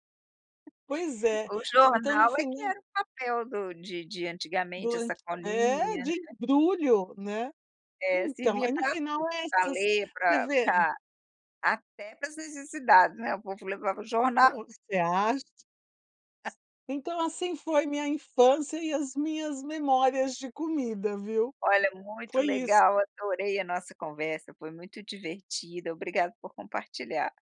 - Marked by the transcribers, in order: tapping; chuckle; other background noise
- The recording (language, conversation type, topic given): Portuguese, podcast, Qual comida da infância te dá mais saudade?